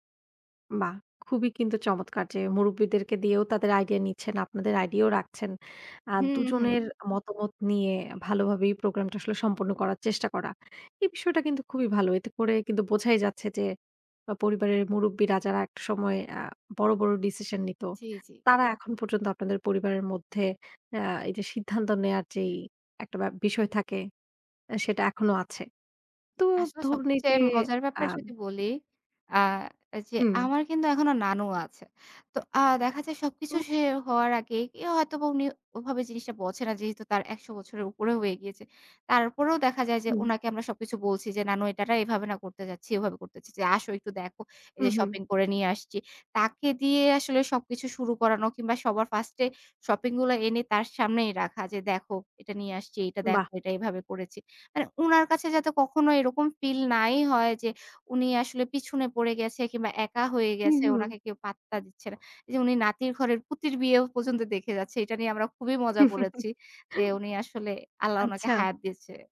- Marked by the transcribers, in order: "শেষ" said as "সের"; chuckle
- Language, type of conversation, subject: Bengali, podcast, উৎসবে পরিবারের জন্য একসঙ্গে রান্নার পরিকল্পনা কীভাবে করেন?
- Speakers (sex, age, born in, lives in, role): female, 25-29, Bangladesh, Bangladesh, guest; female, 35-39, Bangladesh, Germany, host